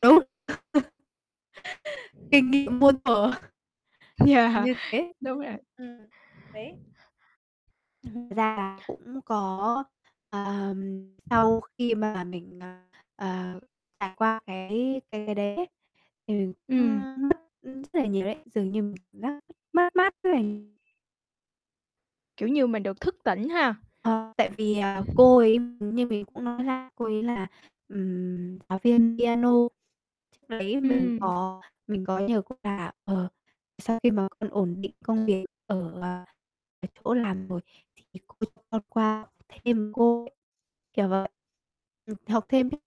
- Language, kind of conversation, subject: Vietnamese, podcast, Bạn có thể kể cho mình nghe một bài học lớn mà bạn đã học được trong đời không?
- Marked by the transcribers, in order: distorted speech; unintelligible speech; other background noise; laughing while speaking: "Yeah"; wind; tapping; unintelligible speech; unintelligible speech; unintelligible speech